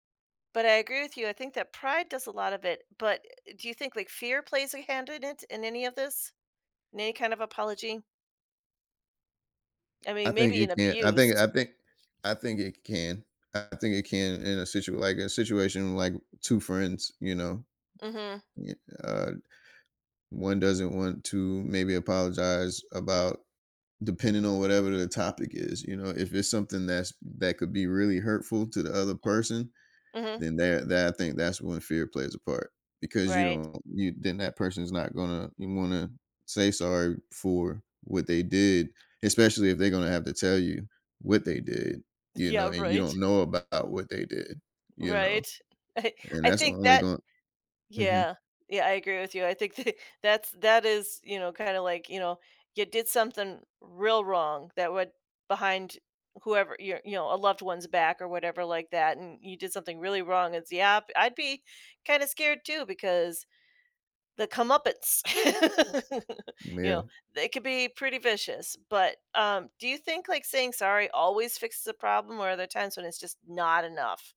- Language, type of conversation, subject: English, unstructured, Why do you think it can be challenging to admit when we’ve made a mistake?
- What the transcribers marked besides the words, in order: other background noise; chuckle; chuckle; laugh